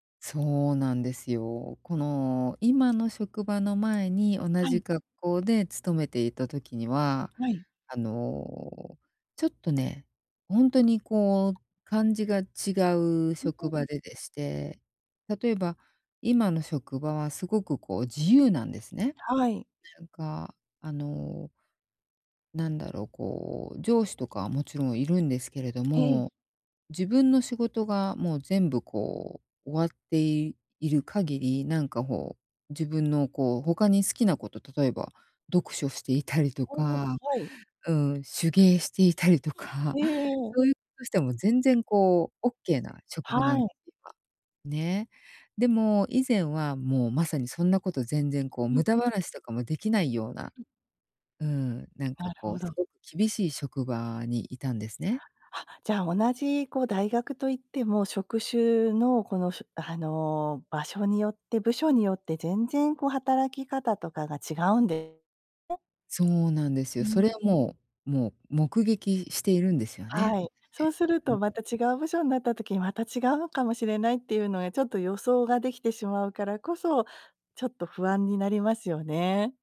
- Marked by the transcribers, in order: unintelligible speech; chuckle; chuckle; other background noise
- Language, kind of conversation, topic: Japanese, advice, 職場で自分の満足度が変化しているサインに、どうやって気づけばよいですか？